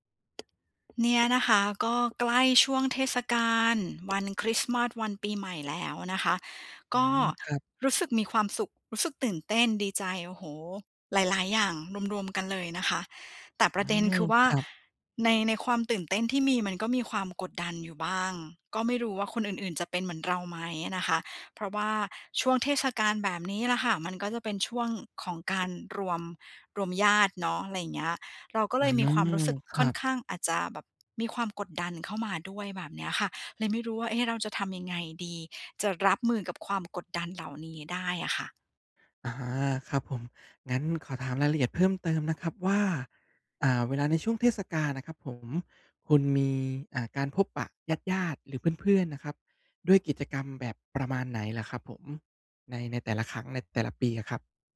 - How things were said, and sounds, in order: tapping
- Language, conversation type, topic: Thai, advice, คุณรู้สึกกดดันช่วงเทศกาลและวันหยุดเวลาต้องไปงานเลี้ยงกับเพื่อนและครอบครัวหรือไม่?